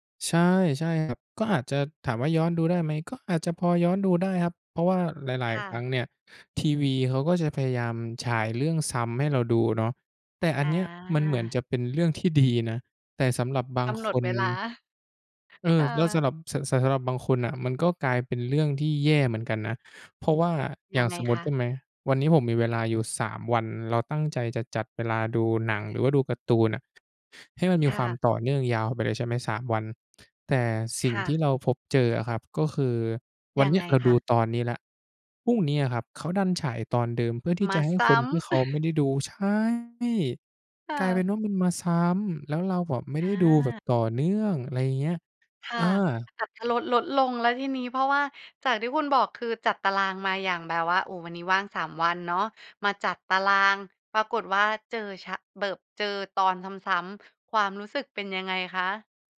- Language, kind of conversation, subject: Thai, podcast, สตรีมมิ่งเปลี่ยนพฤติกรรมการดูทีวีของคนไทยไปอย่างไรบ้าง?
- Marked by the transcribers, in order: laughing while speaking: "ดีนะ"; chuckle; "แบบ" said as "เบิบ"